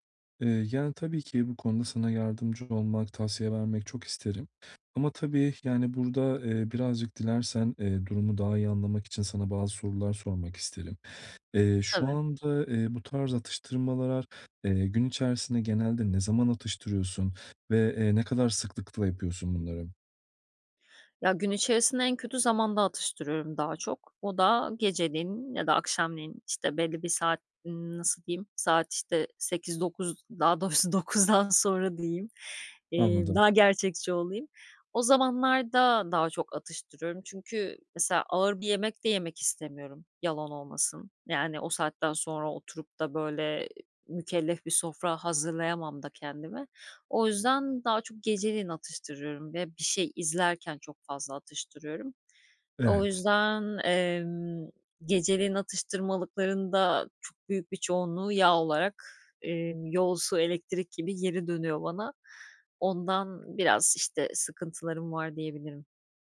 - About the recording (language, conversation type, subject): Turkish, advice, Sağlıklı atıştırmalık seçerken nelere dikkat etmeli ve porsiyon miktarını nasıl ayarlamalıyım?
- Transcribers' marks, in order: laughing while speaking: "doğrusu dokuzdan sonra"